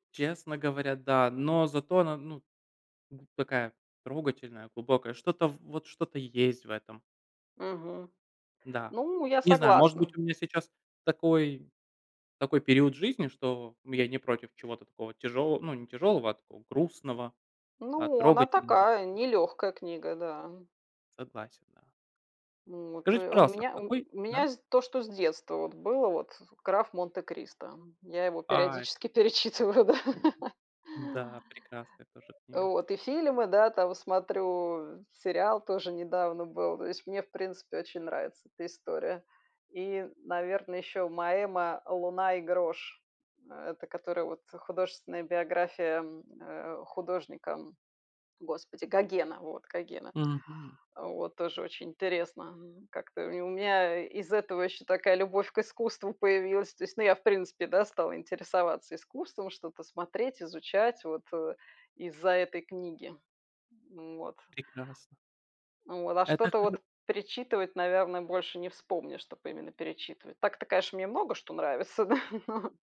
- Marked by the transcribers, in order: other background noise; tapping; laughing while speaking: "перечитываю, да"; chuckle; laughing while speaking: "да, но"
- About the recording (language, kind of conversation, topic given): Russian, unstructured, Что тебе больше всего нравится в твоём увлечении?